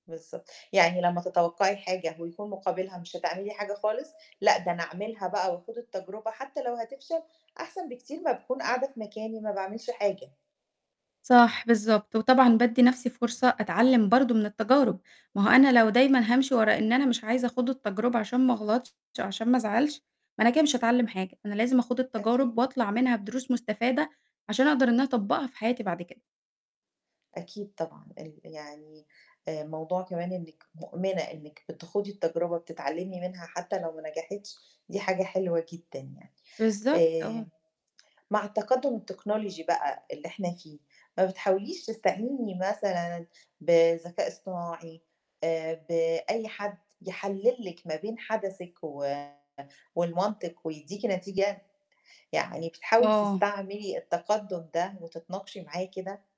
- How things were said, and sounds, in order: distorted speech; other background noise; tapping; in English: "التكنولوجي"
- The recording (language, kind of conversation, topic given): Arabic, podcast, إزاي بتوازن بين منطقك وحدسك لما تيجي تاخد قرار مهم؟